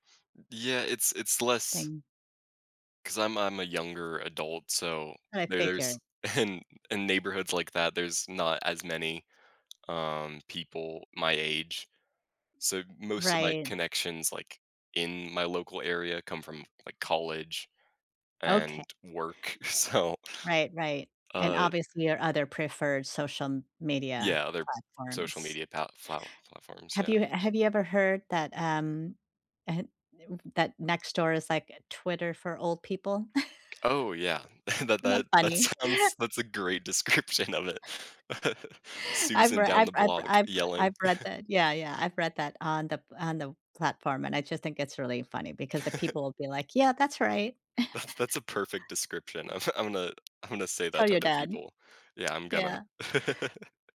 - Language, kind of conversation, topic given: English, unstructured, What are your go-to ways to keep up with local decisions that shape your daily routines and community?
- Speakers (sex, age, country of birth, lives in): female, 55-59, Vietnam, United States; male, 20-24, United States, United States
- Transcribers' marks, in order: laughing while speaking: "in"; other background noise; laughing while speaking: "so"; unintelligible speech; chuckle; laughing while speaking: "sounds"; chuckle; laughing while speaking: "description"; chuckle; chuckle; chuckle; tapping; laughing while speaking: "That's"; chuckle; laughing while speaking: "of"; laugh